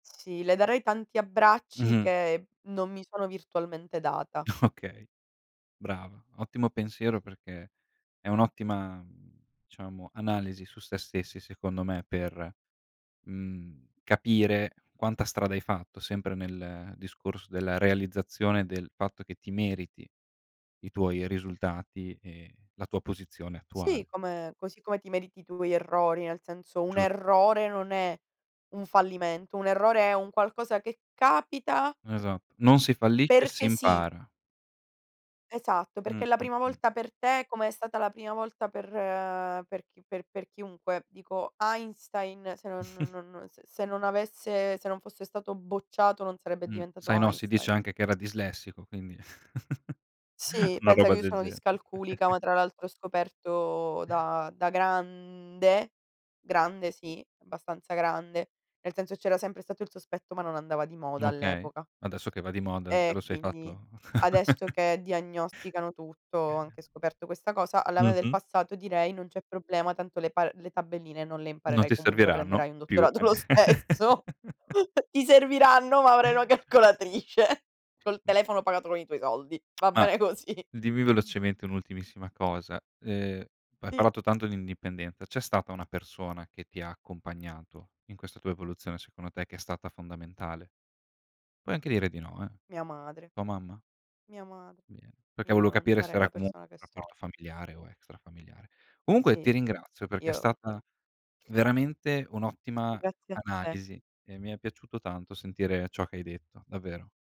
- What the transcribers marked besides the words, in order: laughing while speaking: "Okay"; "diciamo" said as "ciamo"; chuckle; chuckle; drawn out: "grande"; tapping; chuckle; laughing while speaking: "dottorato lo stesso"; chuckle; laughing while speaking: "calcolatrice"; tongue click; laughing while speaking: "così"; other background noise
- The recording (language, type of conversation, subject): Italian, podcast, Che consiglio daresti al tuo io più giovane?